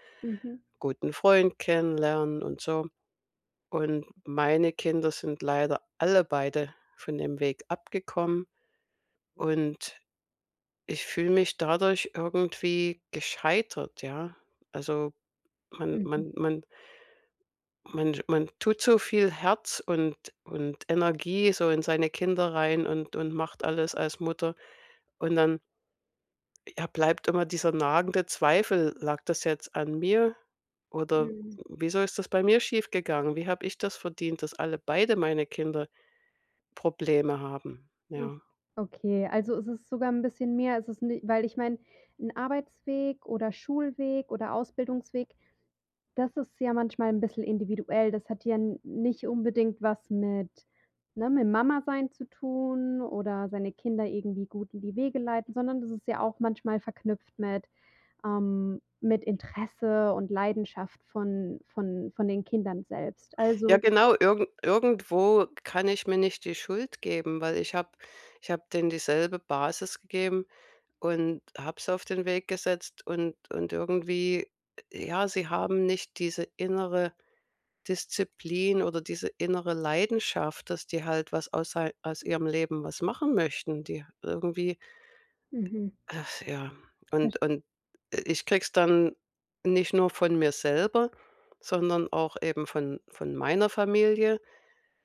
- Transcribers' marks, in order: other background noise
- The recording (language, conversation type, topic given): German, advice, Warum fühle ich mich minderwertig, wenn ich mich mit meinen Freund:innen vergleiche?